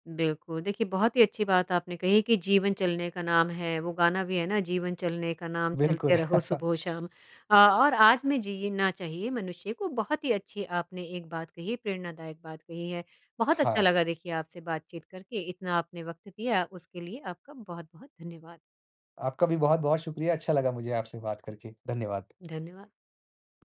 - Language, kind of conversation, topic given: Hindi, podcast, दूसरों से तुलना करने की आदत आपने कैसे छोड़ी?
- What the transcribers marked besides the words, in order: chuckle